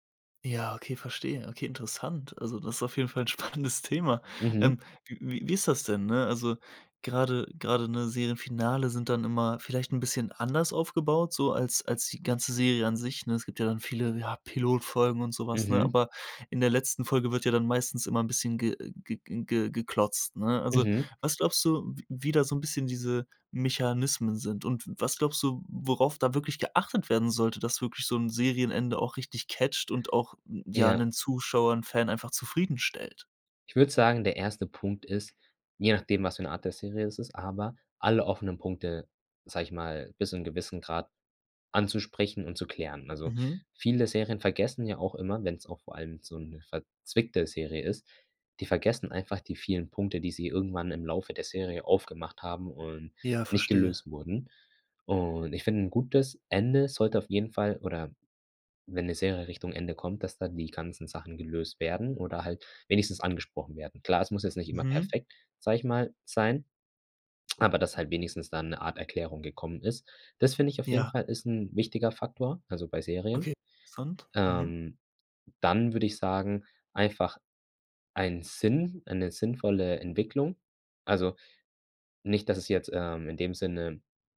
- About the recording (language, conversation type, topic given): German, podcast, Warum reagieren Fans so stark auf Serienenden?
- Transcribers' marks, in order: laughing while speaking: "spannendes"; in English: "catcht"